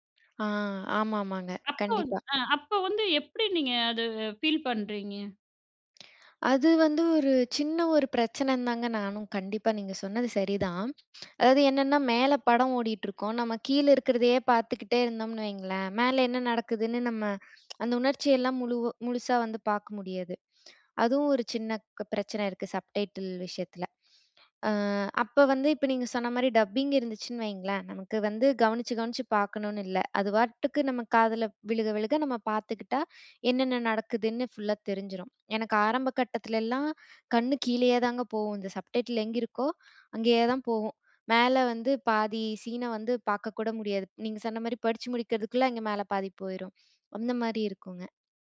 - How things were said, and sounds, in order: other background noise; tsk; lip smack; in English: "சப்டைட்டில்"; in English: "டப்பிங்"; in English: "சப்டைட்டில்"
- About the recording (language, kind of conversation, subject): Tamil, podcast, சப்டைட்டில்கள் அல்லது டப்பிங் காரணமாக நீங்கள் வேறு மொழிப் படங்களை கண்டுபிடித்து ரசித்திருந்தீர்களா?